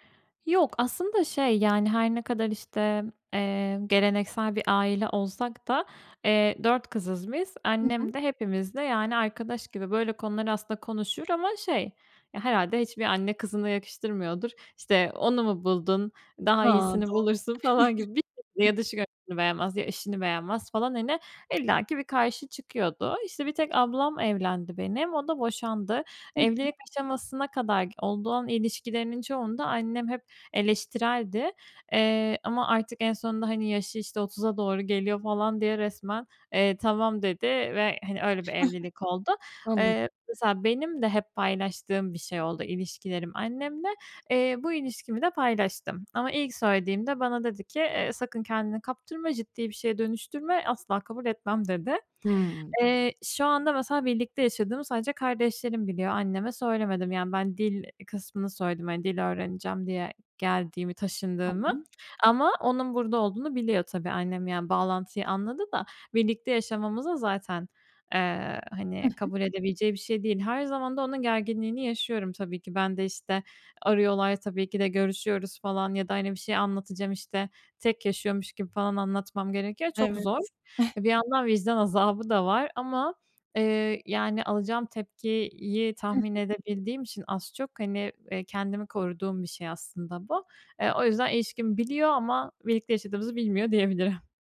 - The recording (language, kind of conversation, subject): Turkish, advice, Özgünlüğüm ile başkaları tarafından kabul görme isteğim arasında nasıl denge kurabilirim?
- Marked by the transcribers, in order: unintelligible speech; chuckle; tapping; other background noise; chuckle; chuckle